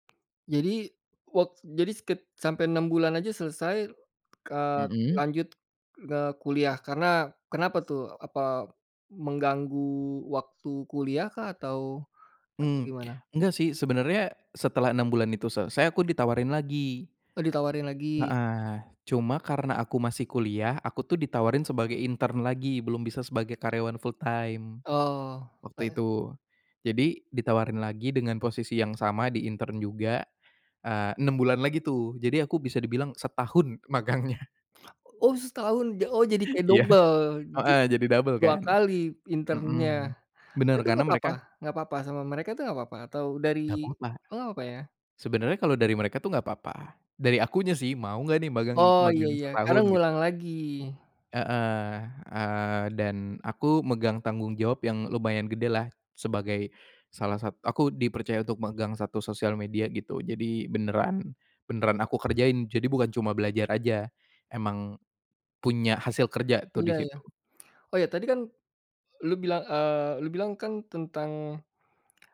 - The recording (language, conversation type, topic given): Indonesian, podcast, Seperti apa pengalaman kerja pertamamu, dan bagaimana rasanya?
- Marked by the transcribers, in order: other background noise; in English: "intern"; in English: "fulltime"; in English: "intern"; laughing while speaking: "magangnya"; chuckle; in English: "internnya"